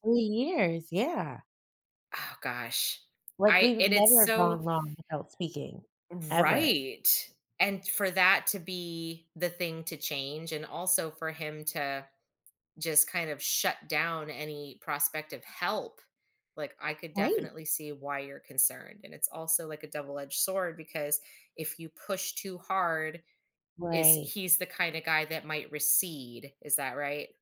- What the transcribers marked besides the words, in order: none
- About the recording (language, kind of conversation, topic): English, advice, How can I support my partner through a tough time?
- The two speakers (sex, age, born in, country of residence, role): female, 35-39, United States, United States, advisor; female, 40-44, United States, United States, user